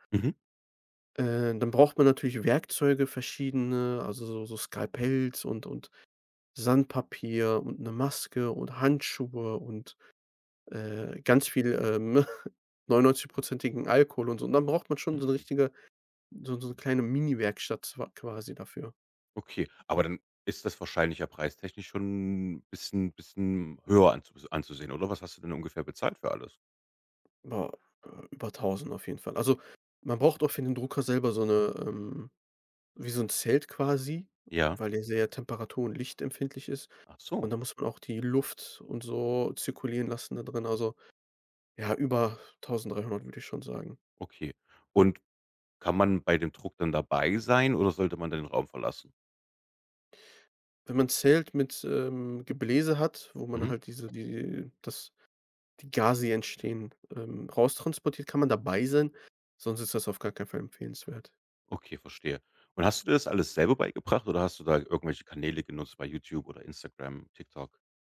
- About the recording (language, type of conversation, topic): German, podcast, Was war dein bisher stolzestes DIY-Projekt?
- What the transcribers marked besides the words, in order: laugh